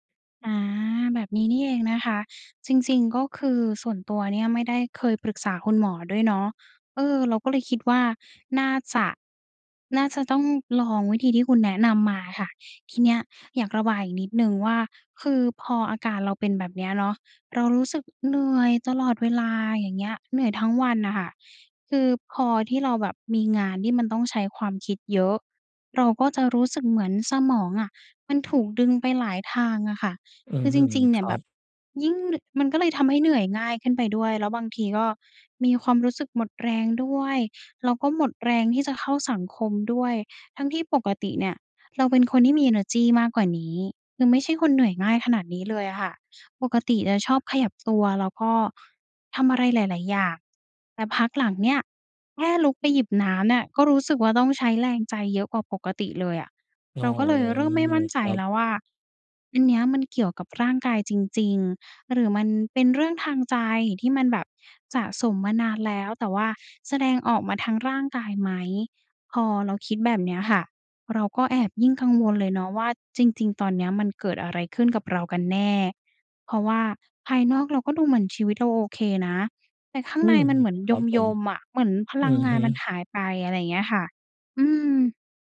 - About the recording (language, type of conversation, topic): Thai, advice, ทำไมฉันถึงรู้สึกเหนื่อยทั้งวันทั้งที่คิดว่านอนพอแล้ว?
- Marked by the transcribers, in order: other background noise